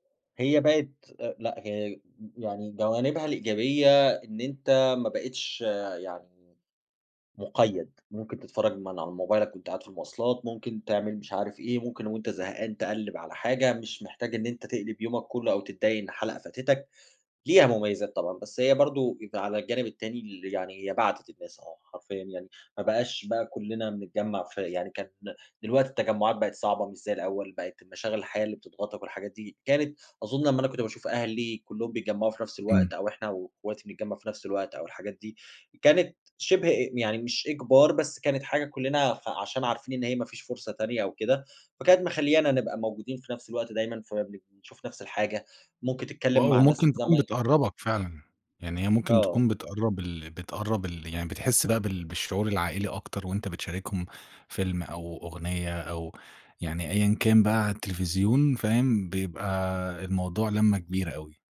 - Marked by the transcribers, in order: none
- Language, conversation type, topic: Arabic, podcast, إزاي اتغيّرت عاداتنا في الفرجة على التلفزيون بعد ما ظهرت منصات البث؟